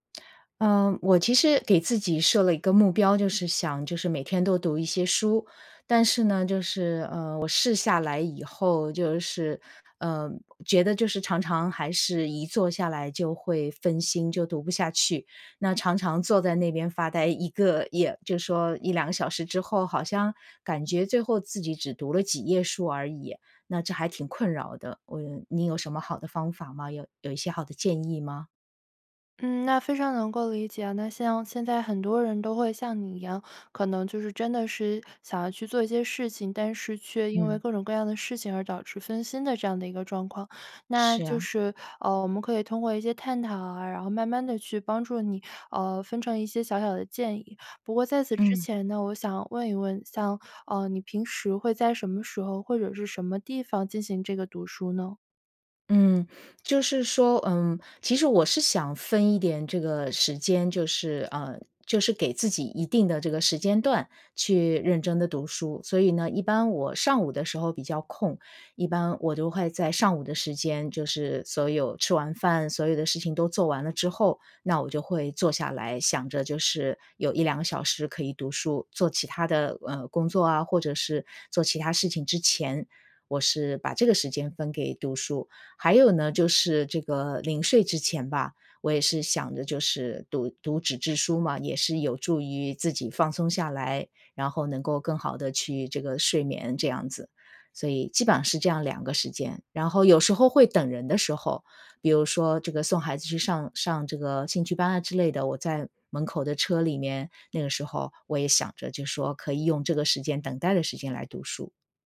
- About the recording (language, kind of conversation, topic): Chinese, advice, 如何才能做到每天读书却不在坐下后就分心？
- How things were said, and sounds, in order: none